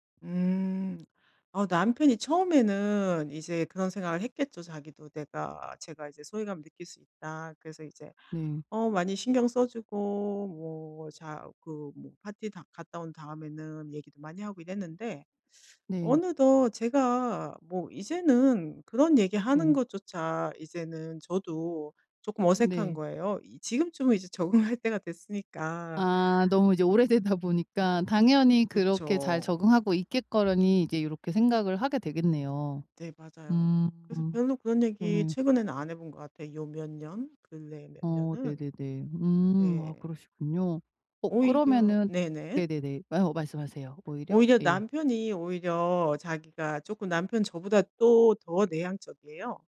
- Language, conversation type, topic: Korean, advice, 모임에서 자주 소외감을 느낄 때 어떻게 대처하면 좋을까요?
- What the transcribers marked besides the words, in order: laughing while speaking: "적응할"; laughing while speaking: "오래되다"; tapping